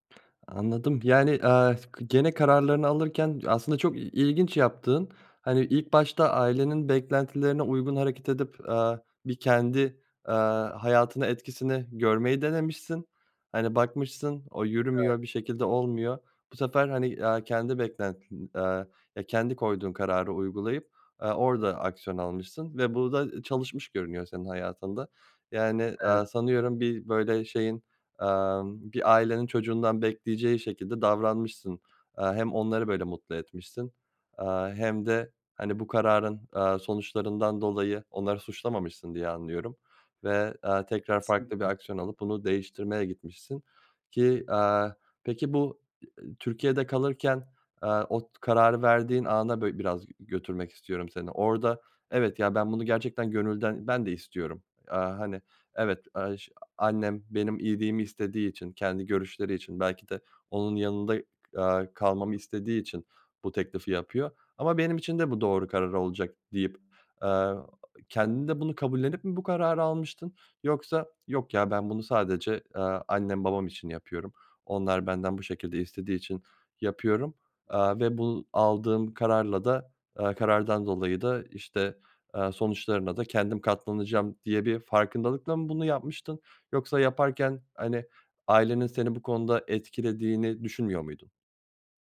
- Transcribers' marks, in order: other background noise
- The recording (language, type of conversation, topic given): Turkish, podcast, Aile beklentileri seçimlerini sence nasıl etkiler?